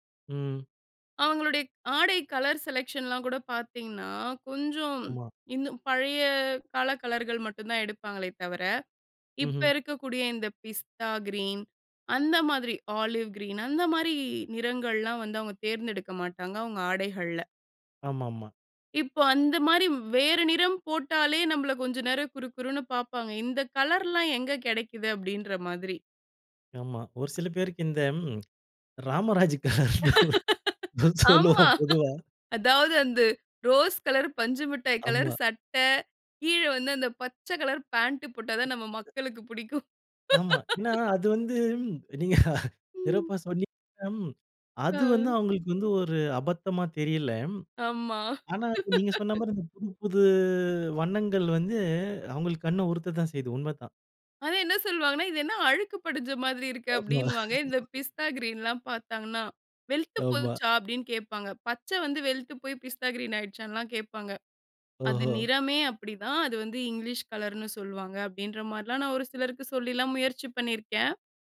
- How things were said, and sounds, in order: drawn out: "பழைய"; in English: "பிஸ்தா கிரீன்"; in English: "ஆலிவ் கிரீன்"; other noise; laughing while speaking: "இந்த ராமராஜ் கலர்ன்னு சொல்லுவோம் பொதுவா"; laugh; laugh; chuckle; laugh; laugh
- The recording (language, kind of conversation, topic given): Tamil, podcast, புதிய தோற்றம் உங்கள் உறவுகளுக்கு எப்படி பாதிப்பு கொடுத்தது?